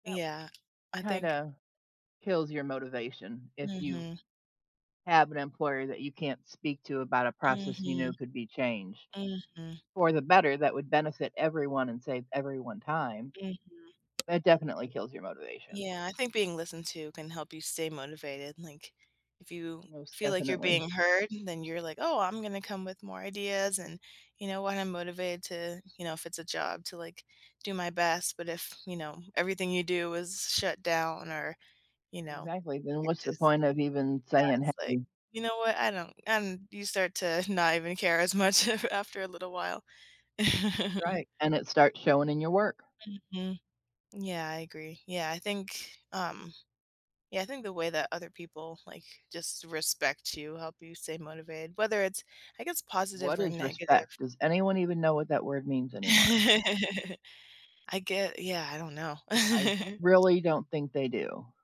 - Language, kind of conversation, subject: English, unstructured, What helps you keep working toward your goals when motivation fades?
- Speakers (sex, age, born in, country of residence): female, 30-34, United States, United States; female, 50-54, United States, United States
- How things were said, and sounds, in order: other background noise; tapping; laughing while speaking: "much"; chuckle; laugh; chuckle